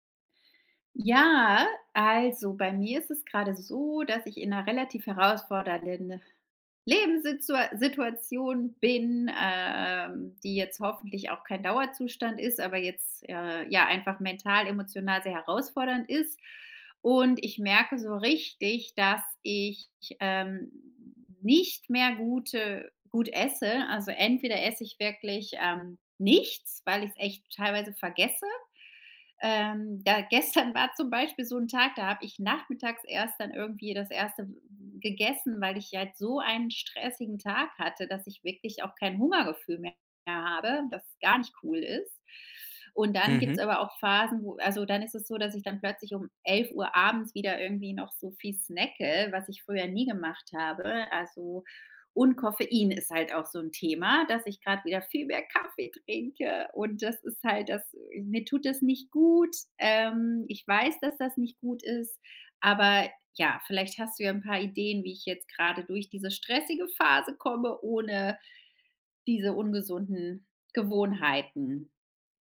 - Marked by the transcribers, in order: drawn out: "Ja"; laughing while speaking: "gestern war zum Beispiel"; joyful: "viel mehr Kaffee trinke"
- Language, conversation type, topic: German, advice, Wie kann ich meine Essgewohnheiten und meinen Koffeinkonsum unter Stress besser kontrollieren?